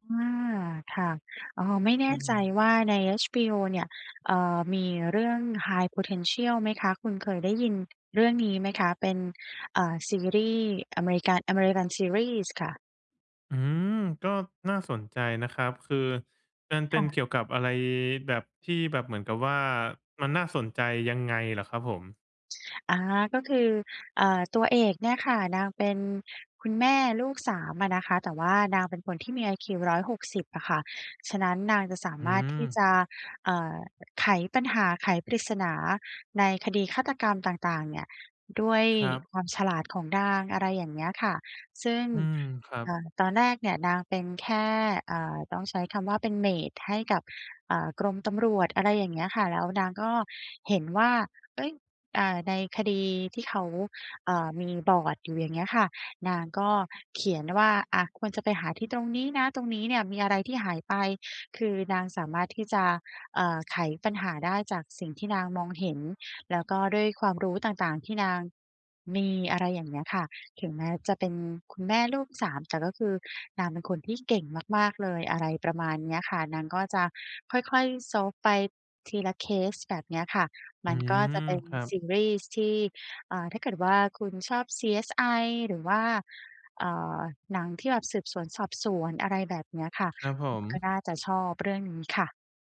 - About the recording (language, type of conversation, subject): Thai, advice, คุณรู้สึกเบื่อและไม่รู้จะเลือกดูหรือฟังอะไรดีใช่ไหม?
- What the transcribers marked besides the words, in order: in English: "High Potential"; in English: "solve"